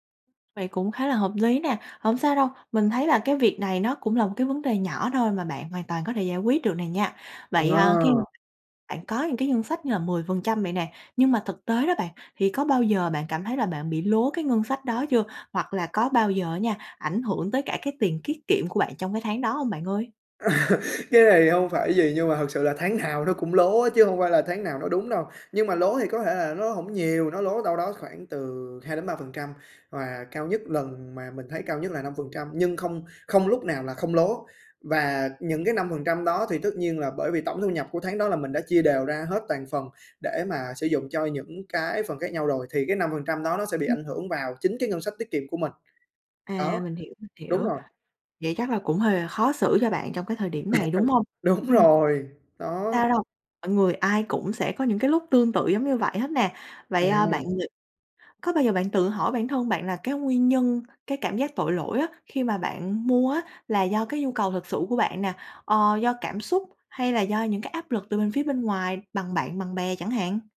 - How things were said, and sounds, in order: laugh; laugh; laughing while speaking: "Đúng"; tapping
- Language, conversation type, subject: Vietnamese, advice, Bạn có thường cảm thấy tội lỗi sau mỗi lần mua một món đồ đắt tiền không?